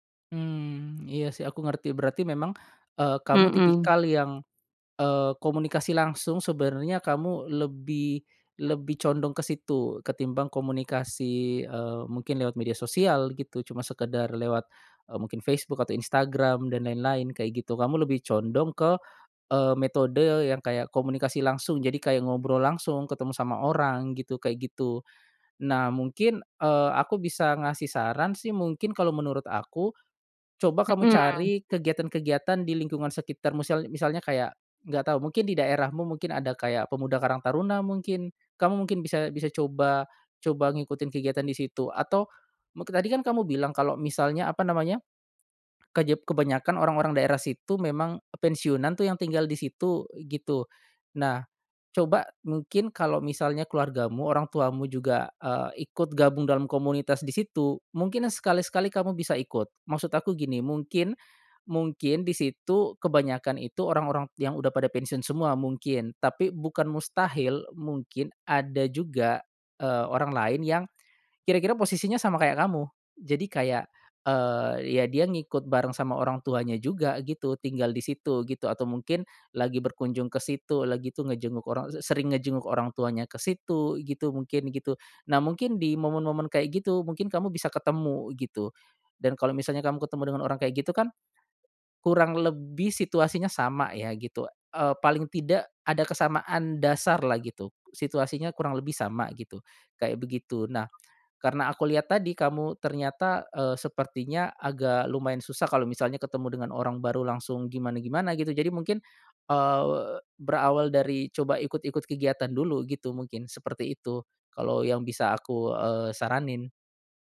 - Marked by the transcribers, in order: other noise
- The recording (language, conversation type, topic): Indonesian, advice, Bagaimana cara pindah ke kota baru tanpa punya teman dekat?